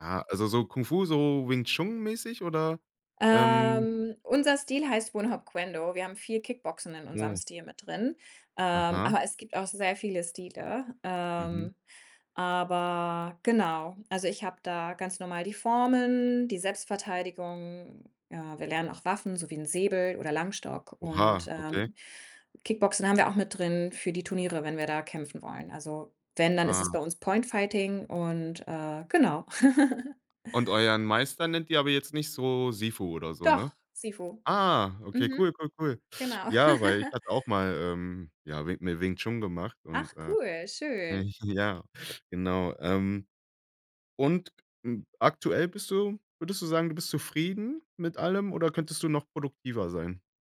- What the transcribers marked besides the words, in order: drawn out: "Ähm"; giggle; chuckle; laughing while speaking: "äh, ich"
- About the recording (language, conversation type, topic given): German, podcast, Welche Strategie hilft dir am besten gegen das Aufschieben?